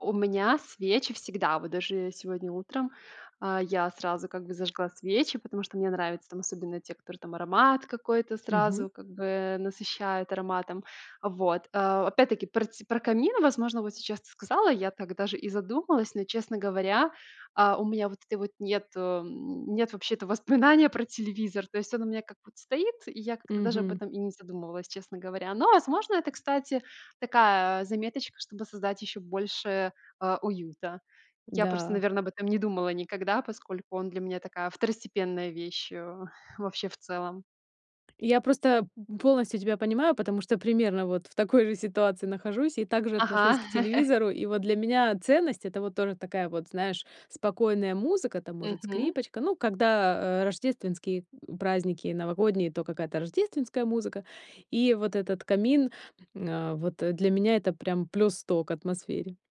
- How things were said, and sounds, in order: tapping; other background noise; chuckle
- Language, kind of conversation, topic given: Russian, podcast, Где в доме тебе уютнее всего и почему?